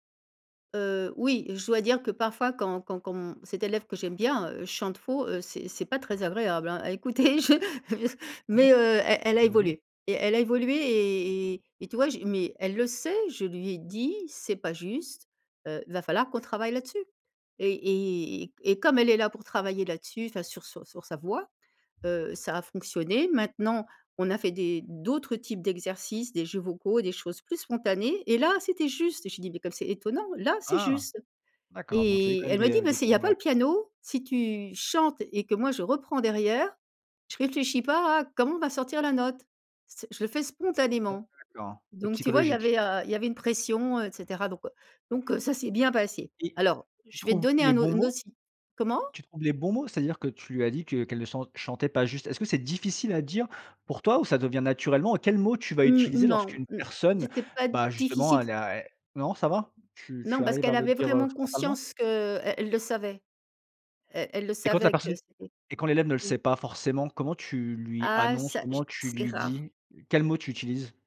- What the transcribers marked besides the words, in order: stressed: "oui"; other background noise; laughing while speaking: "écouter, je"; stressed: "dit"
- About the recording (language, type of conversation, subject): French, podcast, Comment exprimes-tu des choses difficiles à dire autrement ?